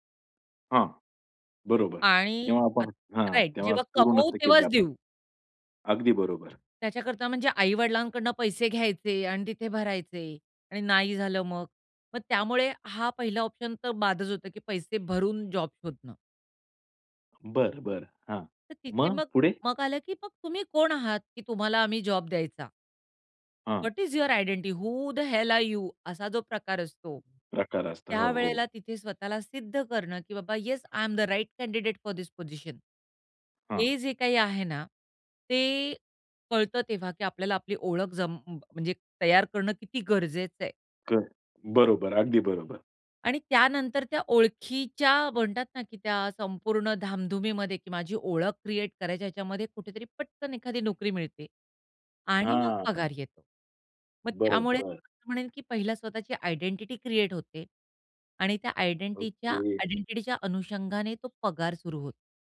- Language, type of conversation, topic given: Marathi, podcast, काम म्हणजे तुमच्यासाठी फक्त पगार आहे की तुमची ओळखही आहे?
- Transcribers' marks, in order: tapping; in English: "व्हॉट इज युअर आयडेंटिटी? वू द हेल आर यु?"; other noise; in English: "येस, आय एम द राइट कँडिडेट फॉर धिस पोझिशन"